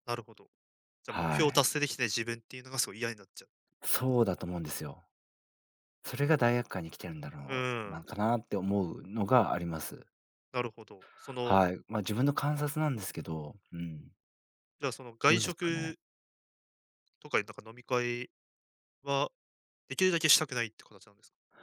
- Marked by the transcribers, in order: none
- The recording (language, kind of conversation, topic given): Japanese, advice, 外食や飲み会で食べると強い罪悪感を感じてしまうのはなぜですか？